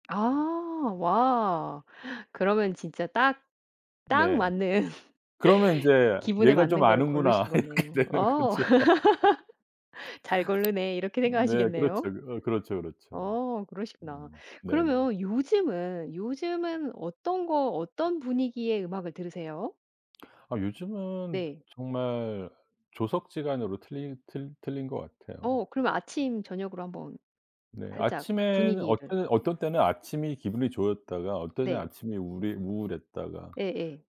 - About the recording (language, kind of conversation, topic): Korean, podcast, 음악을 처음으로 감정적으로 받아들였던 기억이 있나요?
- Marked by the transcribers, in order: gasp; laugh; laugh; laughing while speaking: "이렇게 되는 거죠"; laugh; other background noise